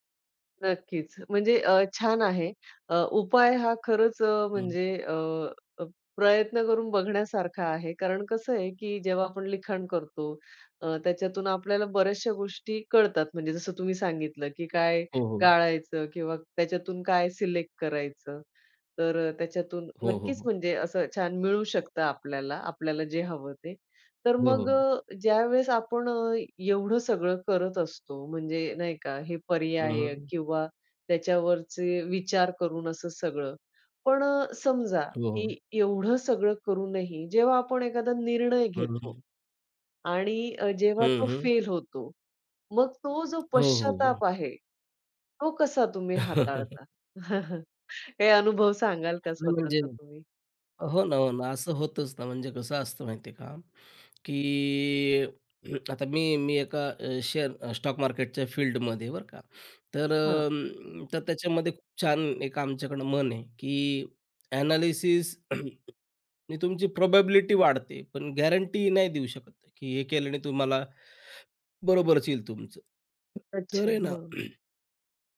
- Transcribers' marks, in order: unintelligible speech; tapping; chuckle; throat clearing; in English: "शेअर"; in English: "एनालिसिस"; throat clearing; in English: "प्रोबॅबिलिटी"; in English: "गॅरंटी"; throat clearing
- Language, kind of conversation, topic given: Marathi, podcast, अनेक पर्यायांमुळे होणारा गोंधळ तुम्ही कसा दूर करता?